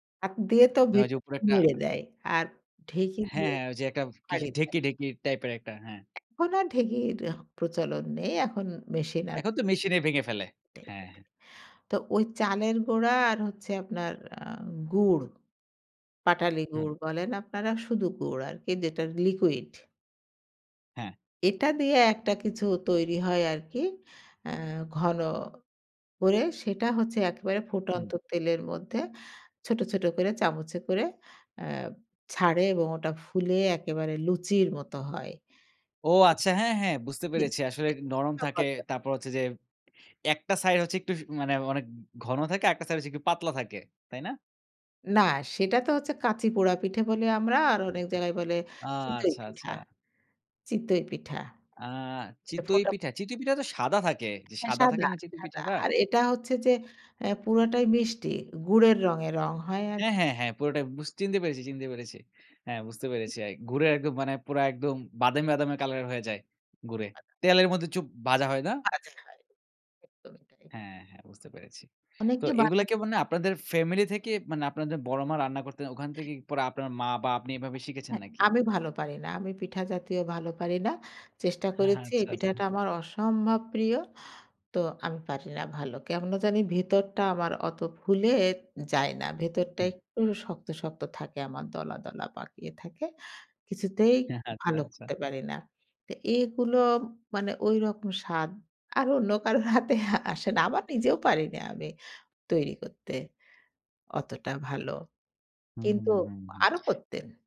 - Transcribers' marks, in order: other background noise; unintelligible speech; unintelligible speech; laughing while speaking: "আচ্ছা, আচ্ছা"; laughing while speaking: "কারো হাতে আসে না"; lip smack
- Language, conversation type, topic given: Bengali, podcast, বড় মায়ের রান্নায় কোন জিনিসটা তোমাকে সবচেয়ে বেশি টেনে আনে?